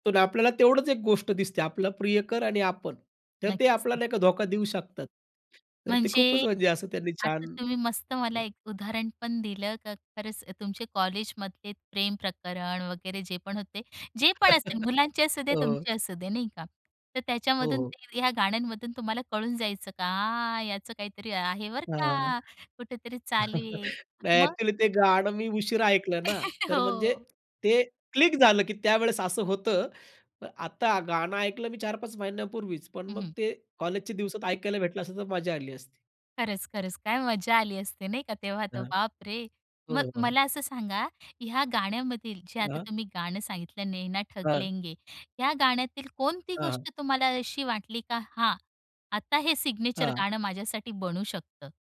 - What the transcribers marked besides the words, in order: other noise; laugh; joyful: "का याचं काहीतरी आहे बरं का, कुठेतरी चालू आहे मग?"; drawn out: "का"; laugh; tapping; laugh; laughing while speaking: "हो"; other background noise; in Hindi: "नैना ठग लेंगे"; in English: "सिग्नेचर"
- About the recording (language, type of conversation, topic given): Marathi, podcast, तुमचं सिग्नेचर गाणं कोणतं वाटतं?